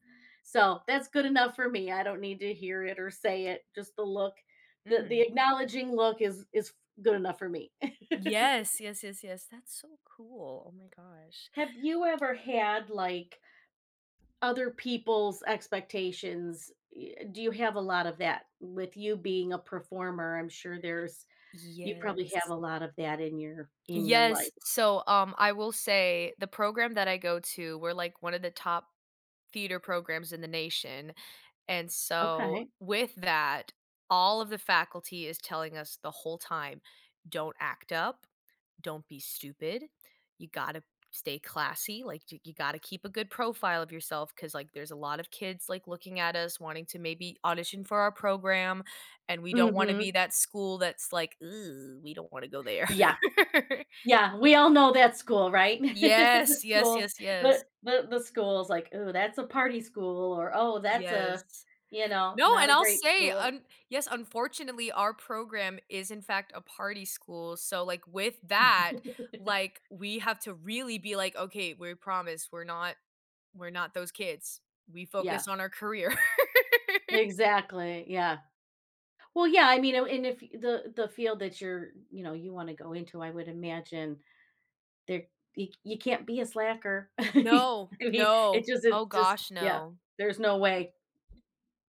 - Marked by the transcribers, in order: tapping; chuckle; other background noise; giggle; chuckle; giggle; chuckle; laughing while speaking: "I mean"
- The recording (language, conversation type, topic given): English, unstructured, How do you define success in your own life?
- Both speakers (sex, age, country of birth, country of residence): female, 20-24, Italy, United States; female, 55-59, United States, United States